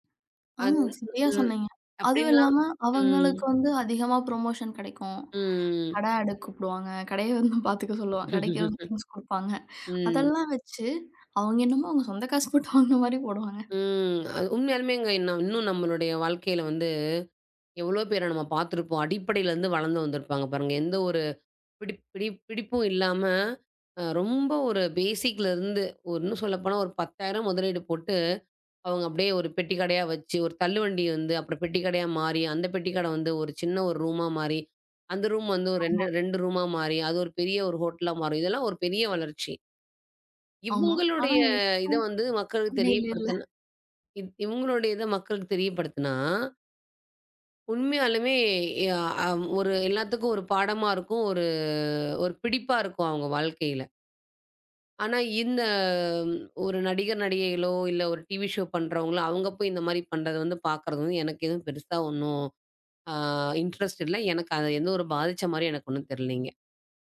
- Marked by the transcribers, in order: drawn out: "ம்"; in English: "ப்ரொமோஷன்"; drawn out: "ம்"; laughing while speaking: "கடைய வந்து பாத்துக்க சொல்லுவாங்க"; other noise; laugh; in English: "திங்ஸ்"; other background noise; laughing while speaking: "காசு போட்டு வாங்குன மாரி போடுவாங்க"; drawn out: "ம்"; in English: "பேசிக்ல"; drawn out: "இவங்களுடைய"; drawn out: "ஒரு"; drawn out: "இந்த"; in English: "ஷோ"; in English: "இன்ட்ரஸ்ட்"
- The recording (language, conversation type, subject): Tamil, podcast, சமூகவலைதளங்கள் தொலைக்காட்சி நிகழ்ச்சிகள் பிரபலமாகும் முறையை எப்படி மாற்றுகின்றன?